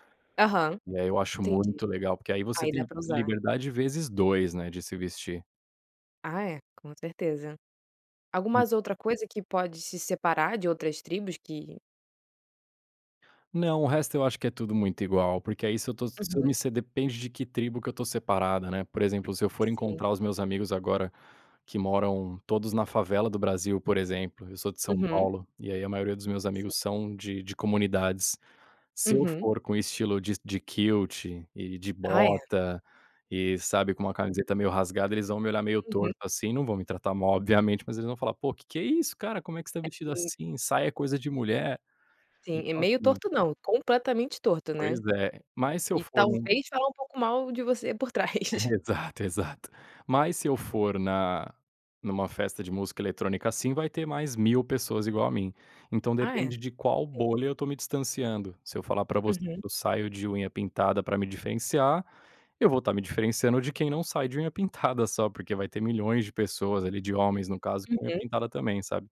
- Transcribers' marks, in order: in English: "kilt"; unintelligible speech; laugh
- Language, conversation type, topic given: Portuguese, podcast, Quando você percebeu que tinha um estilo próprio?